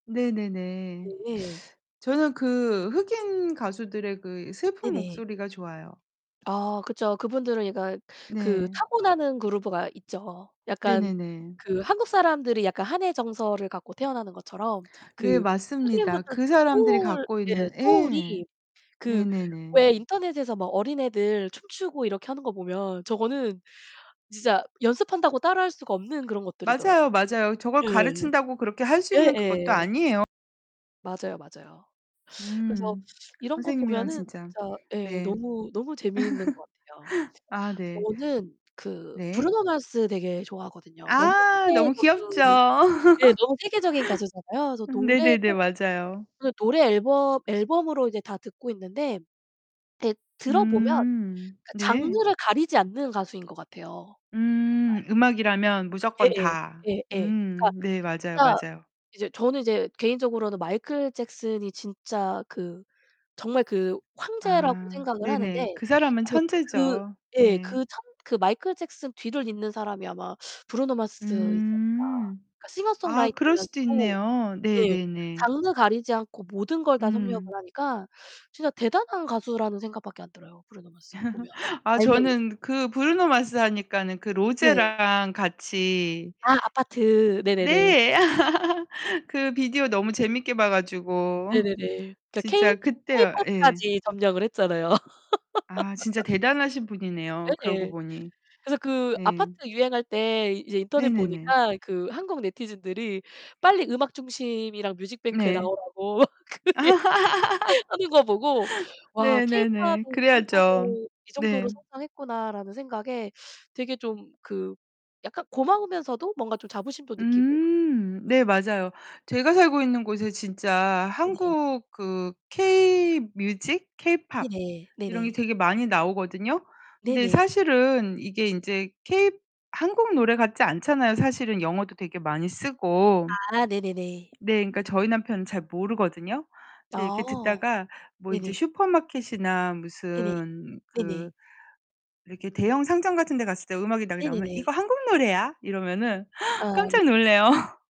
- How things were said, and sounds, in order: other background noise; distorted speech; tapping; laugh; laugh; unintelligible speech; laugh; laugh; laugh; laugh; gasp
- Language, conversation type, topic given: Korean, unstructured, 좋아하는 배우나 가수가 있다면 누구인가요?